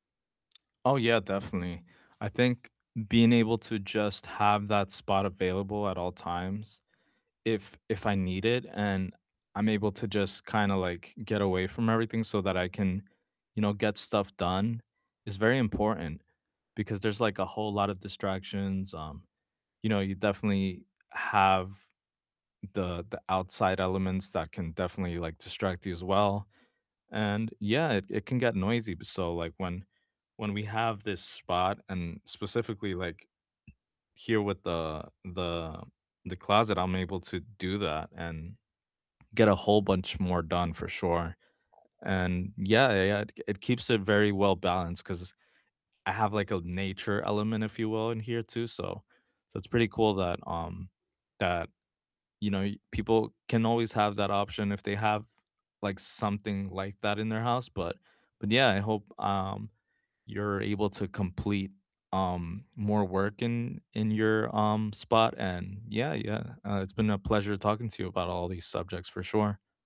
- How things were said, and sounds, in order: other background noise; tapping
- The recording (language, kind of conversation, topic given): English, unstructured, What is your favorite place to study, and what routines help you focus best?